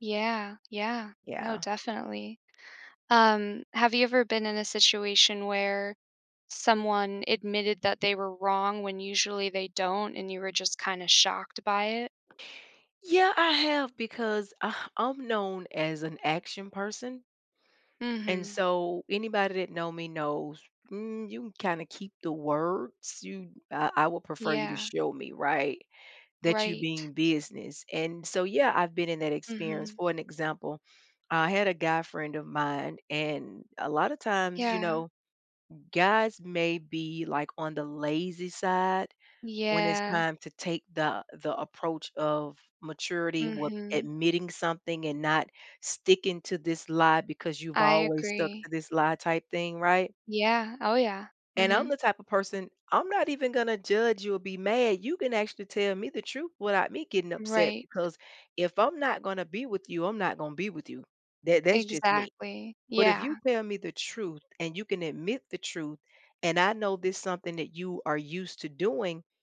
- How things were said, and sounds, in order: sigh; tapping
- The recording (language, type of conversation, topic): English, unstructured, Why do people find it hard to admit they're wrong?